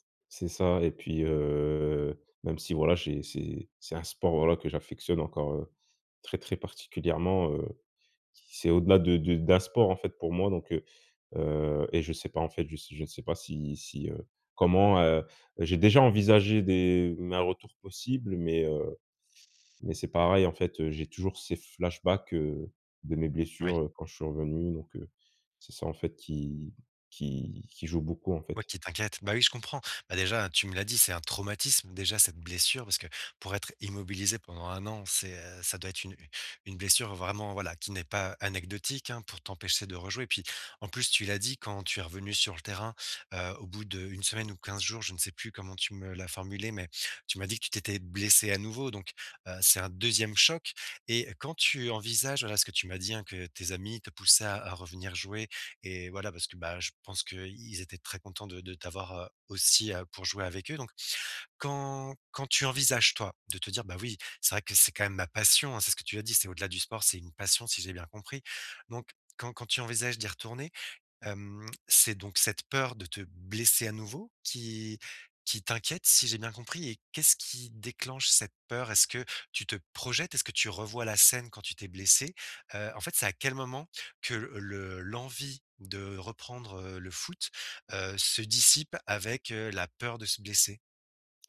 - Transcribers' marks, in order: none
- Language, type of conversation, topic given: French, advice, Comment gérer mon anxiété à l’idée de reprendre le sport après une longue pause ?